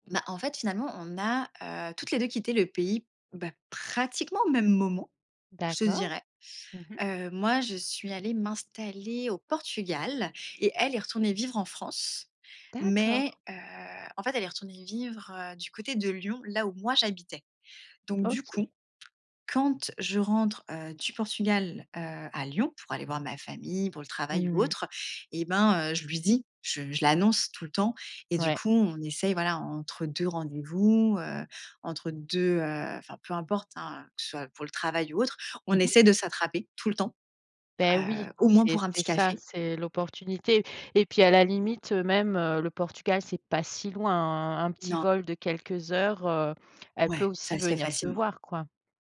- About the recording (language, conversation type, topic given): French, podcast, Comment renouer avec d’anciennes amitiés sans gêne ?
- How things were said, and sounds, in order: none